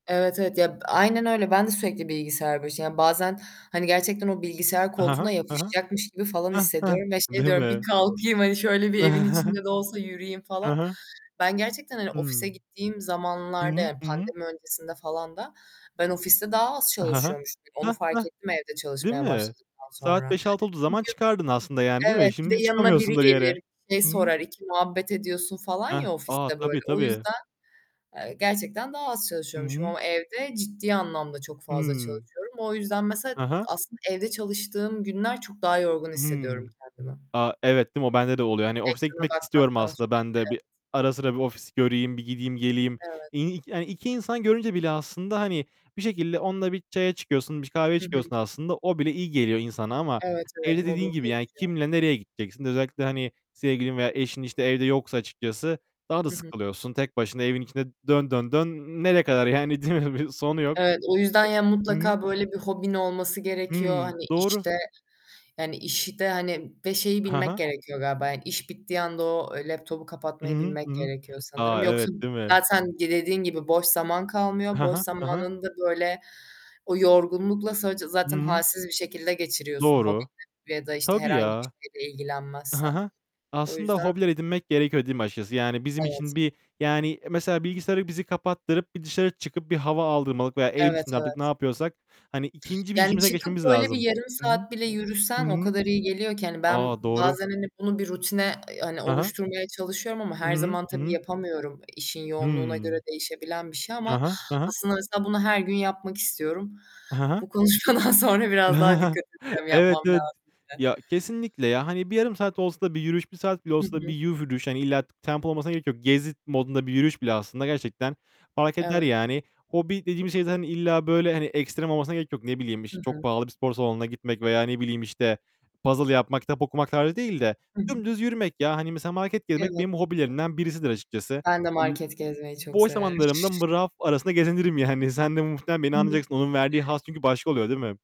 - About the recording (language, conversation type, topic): Turkish, unstructured, Boş zamanlarında en çok ne yapmayı seviyorsun?
- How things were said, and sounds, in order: other background noise; chuckle; distorted speech; unintelligible speech; laughing while speaking: "konuşmadan sonra"; chuckle; unintelligible speech; unintelligible speech; unintelligible speech; unintelligible speech